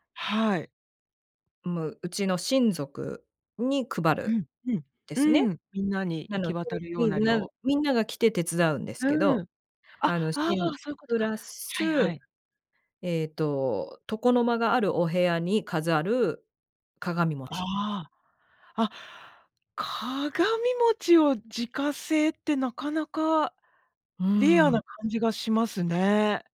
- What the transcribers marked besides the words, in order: none
- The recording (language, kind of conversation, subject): Japanese, podcast, 子どもの頃に参加した伝統行事で、特に印象に残っていることは何ですか？